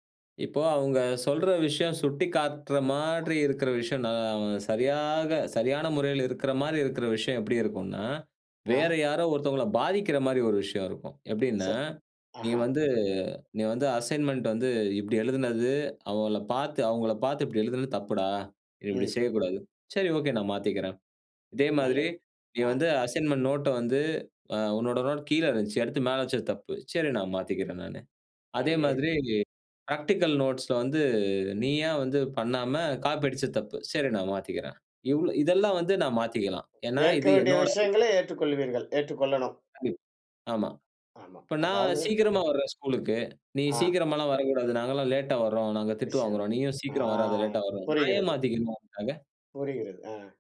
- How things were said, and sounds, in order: other noise; in English: "அசைன்மென்ட்"; in English: "அசைன்மென்ட்"; in English: "பிராக்டிகல்"; drawn out: "வந்து"; other background noise
- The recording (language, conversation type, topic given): Tamil, podcast, நண்பர்களின் பார்வை உங்கள் பாணியை மாற்றுமா?